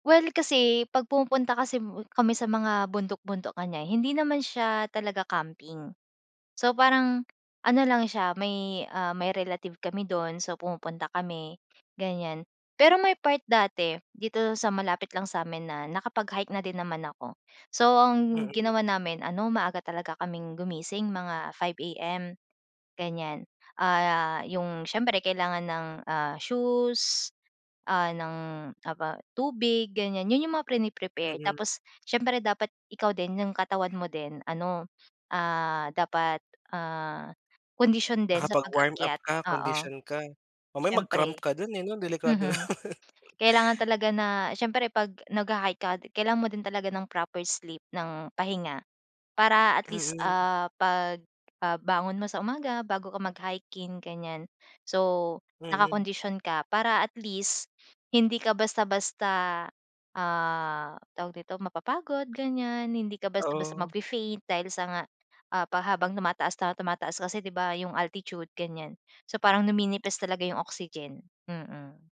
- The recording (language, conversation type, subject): Filipino, podcast, Mas gusto mo ba ang bundok o ang dagat, at bakit?
- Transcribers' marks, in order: gasp; sniff; in English: "mag-cramp"; laughing while speaking: "delikado naman"; laugh; in English: "proper sleep"; gasp; in English: "magfe-faint"